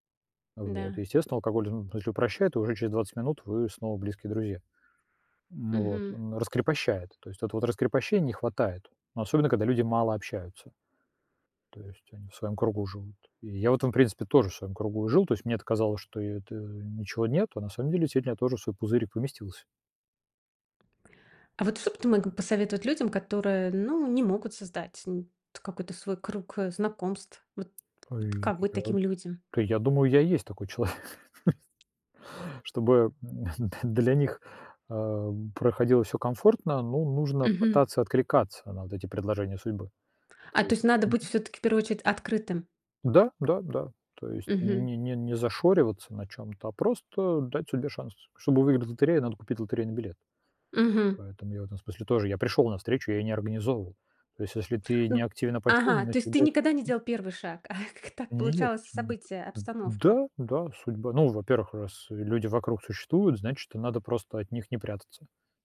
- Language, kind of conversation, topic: Russian, podcast, Как вы заводите друзей в новой среде?
- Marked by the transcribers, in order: tapping; other background noise; laughing while speaking: "человек"; chuckle